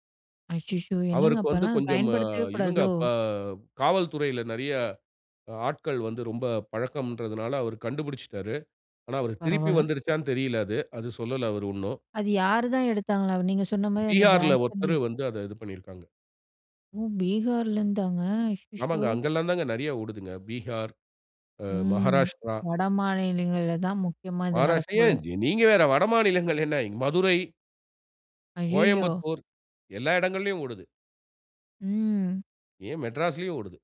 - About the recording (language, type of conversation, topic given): Tamil, podcast, நீங்கள் கிடைக்கும் தகவல் உண்மையா என்பதை எப்படிச் சரிபார்க்கிறீர்கள்?
- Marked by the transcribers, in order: other background noise; unintelligible speech